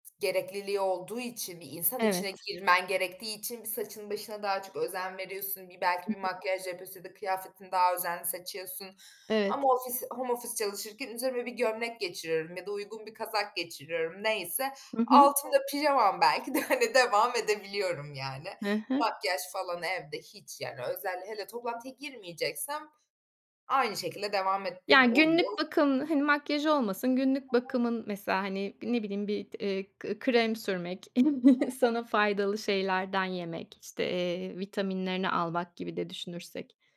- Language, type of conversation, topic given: Turkish, podcast, Uzaktan çalışmanın artıları ve eksileri nelerdir?
- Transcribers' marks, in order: laughing while speaking: "de"; other background noise; unintelligible speech; unintelligible speech; chuckle